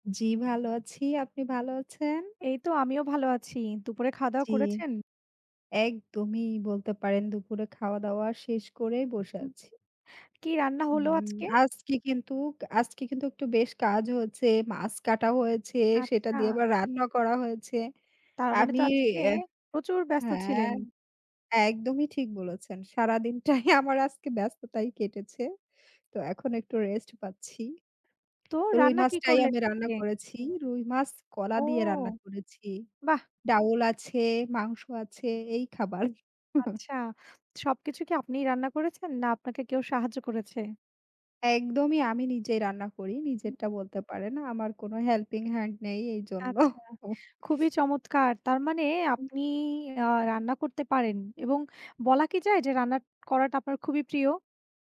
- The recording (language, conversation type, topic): Bengali, unstructured, আপনার প্রিয় রান্নার স্মৃতি কী?
- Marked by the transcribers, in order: other noise; tapping; laughing while speaking: "সারাদিনটাই"; lip smack; other background noise; chuckle; chuckle